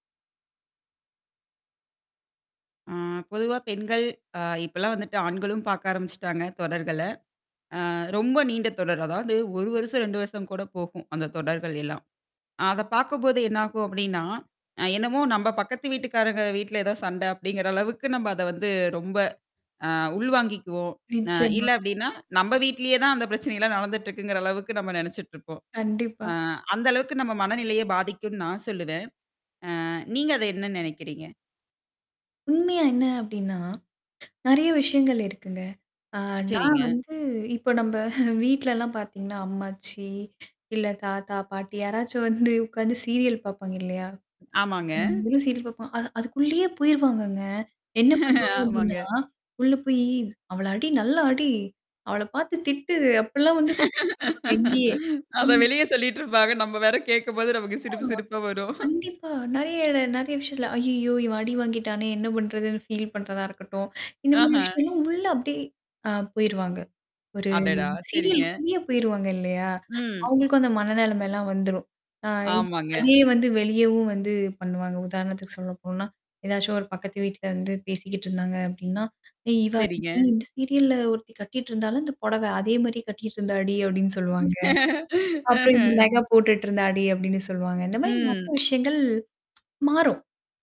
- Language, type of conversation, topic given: Tamil, podcast, நீண்ட தொடரை தொடர்ந்து பார்த்தால் உங்கள் மனநிலை எப்படி மாறுகிறது?
- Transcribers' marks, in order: static; tapping; chuckle; other background noise; chuckle; laughing while speaking: "அத வெளிய சொல்லிட்டு இருப்பாங்க. நம்ம வேற கேட்கும்போது நமக்கு சிரிப்பு, சிரிப்பா வரும்"; distorted speech; in English: "ஃபீல்"; laughing while speaking: "அஹ"; tsk